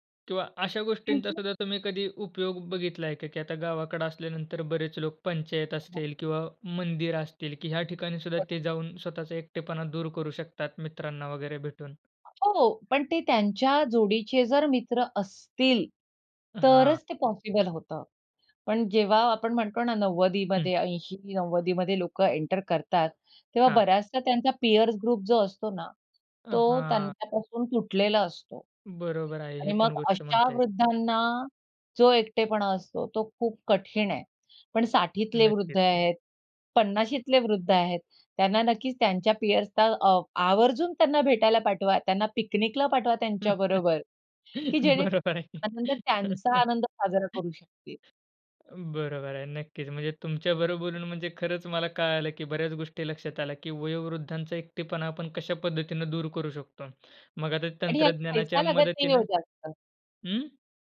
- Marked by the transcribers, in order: other background noise; in English: "एंटर"; in English: "पीअर्स ग्रुप"; in English: "पिअर्सला"; chuckle; laughing while speaking: "बरोबर आहे"; chuckle
- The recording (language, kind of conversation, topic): Marathi, podcast, वयोवृद्ध लोकांचा एकटेपणा कमी करण्याचे प्रभावी मार्ग कोणते आहेत?